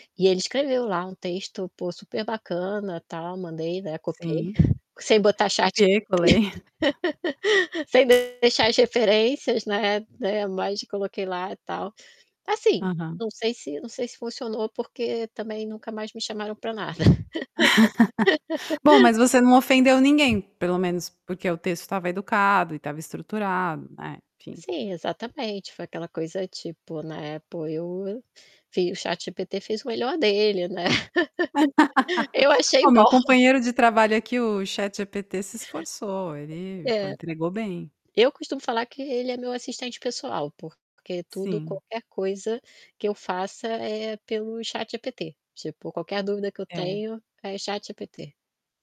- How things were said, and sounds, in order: chuckle; distorted speech; laugh; chuckle; chuckle; laugh; other background noise; laugh; laughing while speaking: "bom"
- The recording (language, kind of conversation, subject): Portuguese, podcast, Como você prefere se comunicar online: por texto, por áudio ou por vídeo, e por quê?